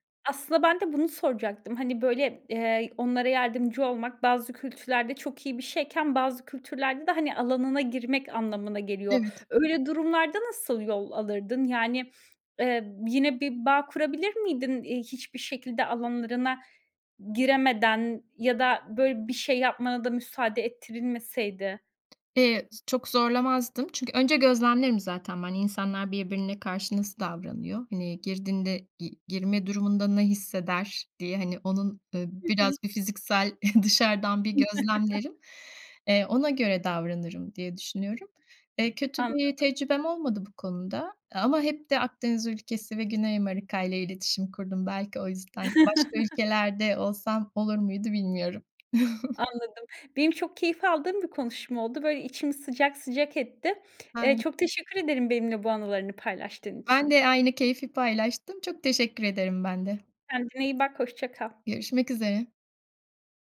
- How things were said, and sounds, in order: other background noise; scoff; chuckle; chuckle; tapping; chuckle; unintelligible speech
- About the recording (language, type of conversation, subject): Turkish, podcast, Dilini bilmediğin hâlde bağ kurduğun ilginç biri oldu mu?